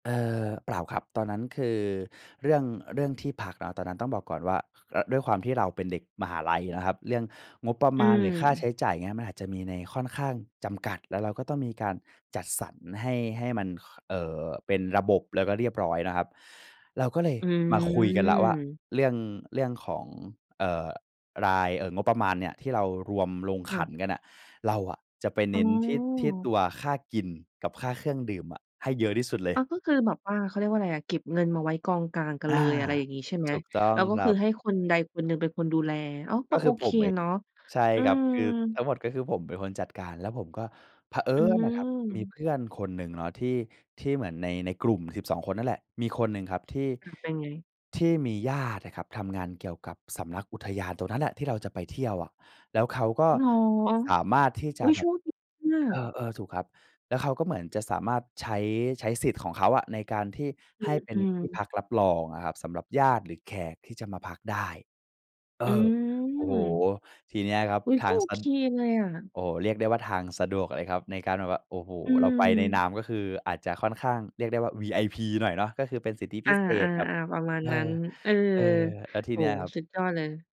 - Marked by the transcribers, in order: stressed: "เผอิญ"; tapping
- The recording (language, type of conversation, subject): Thai, podcast, เล่าเกี่ยวกับประสบการณ์แคมป์ปิ้งที่ประทับใจหน่อย?